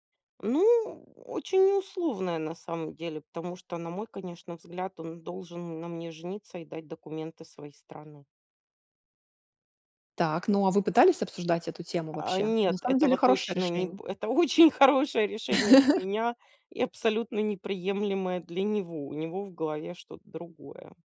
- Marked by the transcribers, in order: laughing while speaking: "это очень хорошее решение"; laugh
- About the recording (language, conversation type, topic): Russian, advice, Как сохранять спокойствие при длительной неопределённости в жизни и работе?